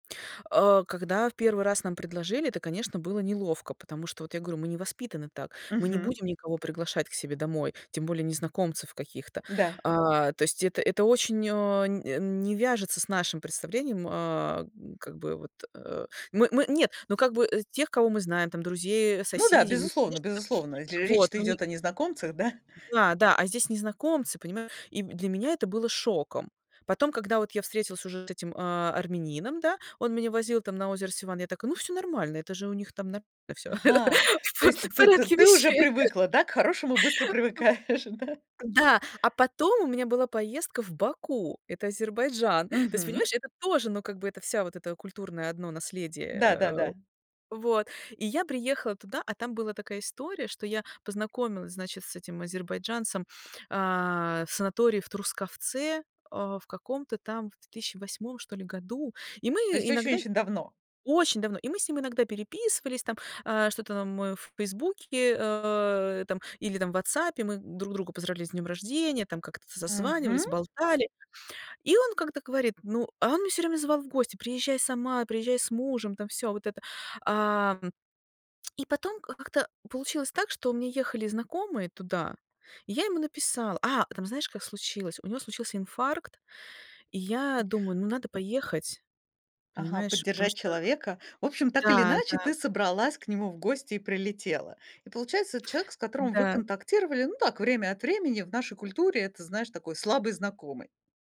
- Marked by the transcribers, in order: chuckle; laughing while speaking: "в по в порядке вещей"; chuckle; laughing while speaking: "привыкаешь, да?"; other noise
- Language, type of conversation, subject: Russian, podcast, Какой у вас был опыт встречи с человеком из другой культуры?